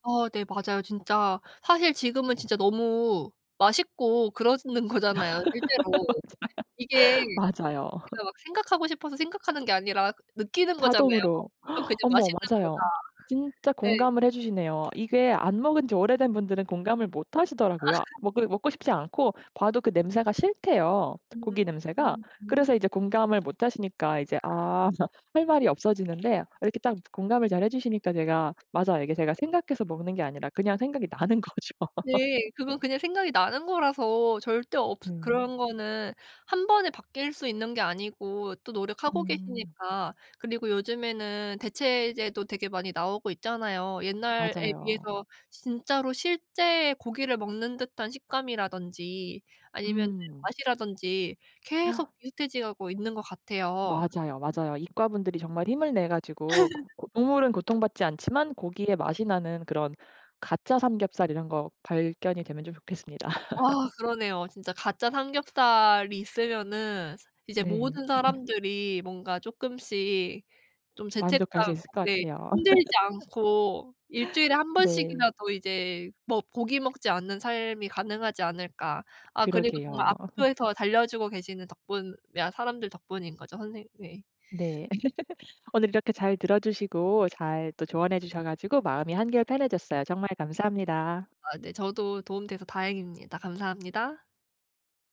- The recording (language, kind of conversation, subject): Korean, advice, 가치와 행동이 일치하지 않아 혼란스러울 때 어떻게 해야 하나요?
- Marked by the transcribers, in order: laugh; laughing while speaking: "맞아요. 맞아요"; laugh; gasp; other background noise; tapping; laugh; laugh; laughing while speaking: "거죠"; laugh; gasp; "비슷해져" said as "비슷해지"; laugh; laugh; laugh; laugh; laugh; laugh